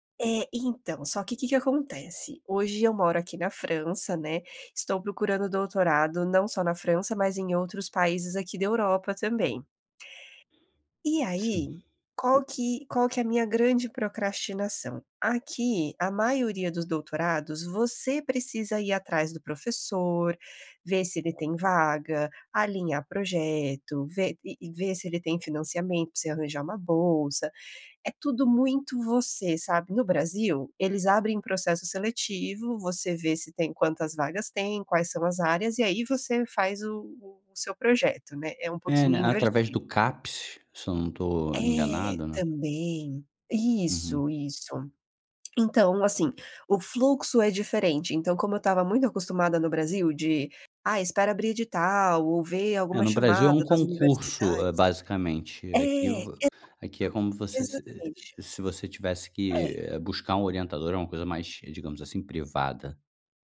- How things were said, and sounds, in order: none
- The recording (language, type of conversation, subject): Portuguese, advice, Como você lida com a procrastinação frequente em tarefas importantes?